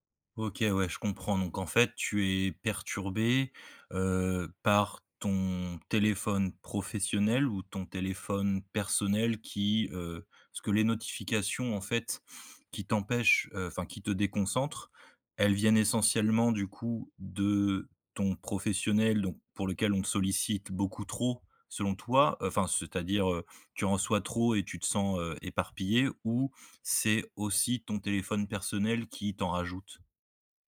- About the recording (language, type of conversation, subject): French, advice, Comment rester concentré quand mon téléphone et ses notifications prennent le dessus ?
- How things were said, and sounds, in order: none